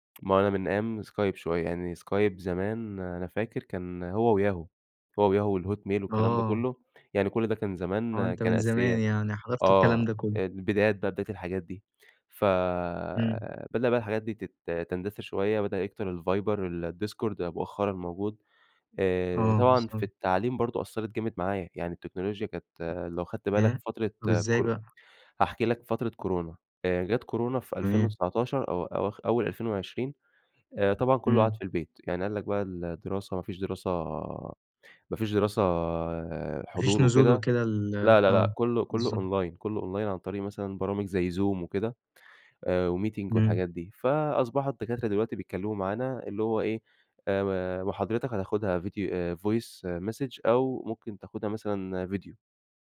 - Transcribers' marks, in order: other background noise; in English: "online"; in English: "Voice message"
- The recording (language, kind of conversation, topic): Arabic, podcast, ازاي التكنولوجيا ممكن تقرّب الناس لبعض بدل ما تبعّدهم؟